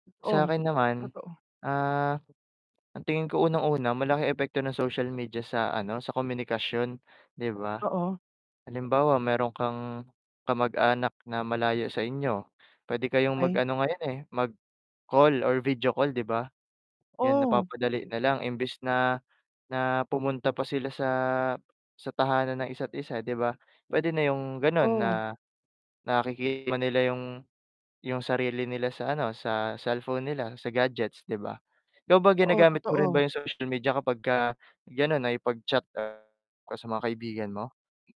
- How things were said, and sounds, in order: tapping; distorted speech; static
- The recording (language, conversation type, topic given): Filipino, unstructured, Ano ang tingin mo sa epekto ng panlipunang midya sa pakikipagkomunikasyon?
- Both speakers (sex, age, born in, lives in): male, 18-19, Philippines, Philippines; male, 30-34, Philippines, Philippines